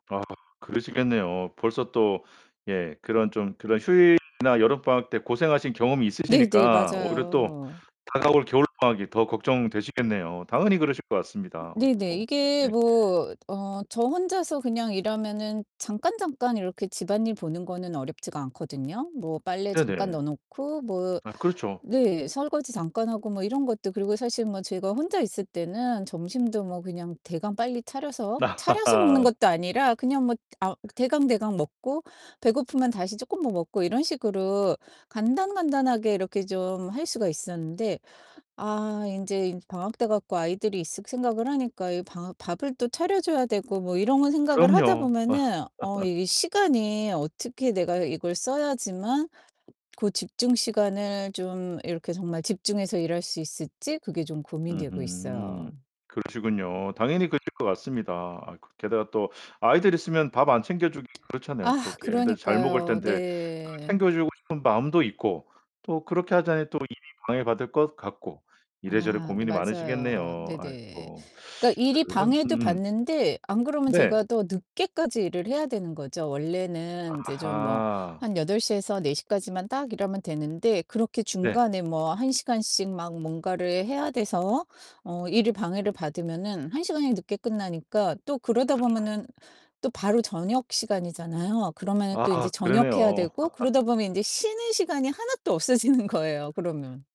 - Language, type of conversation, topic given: Korean, advice, 재택근무 중에 집중 시간을 잘 관리하지 못하는 이유는 무엇인가요?
- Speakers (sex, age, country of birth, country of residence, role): female, 50-54, South Korea, United States, user; male, 45-49, South Korea, United States, advisor
- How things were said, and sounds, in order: distorted speech; tapping; laugh; laugh; swallow; other background noise; teeth sucking; unintelligible speech; laugh; laughing while speaking: "없어지는"